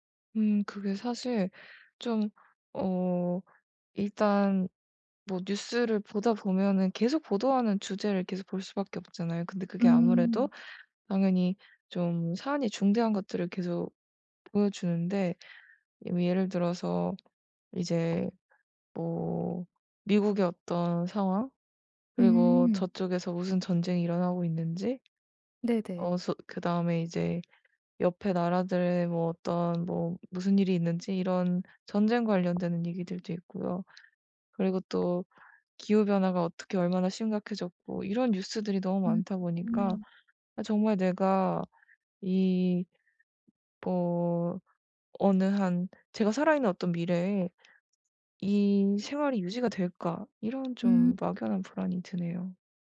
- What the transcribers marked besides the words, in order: tapping; other background noise
- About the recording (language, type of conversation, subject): Korean, advice, 정보 과부하와 불확실성에 대한 걱정